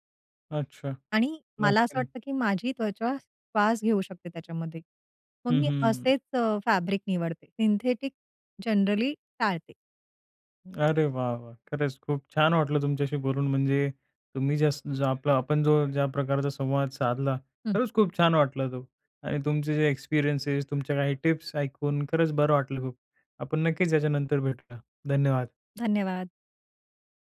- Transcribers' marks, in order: other noise; in English: "फॅब्रिक"; in English: "सिंथेटिक जनरली"
- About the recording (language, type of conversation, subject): Marathi, podcast, पाश्चिमात्य आणि पारंपरिक शैली एकत्र मिसळल्यावर तुम्हाला कसे वाटते?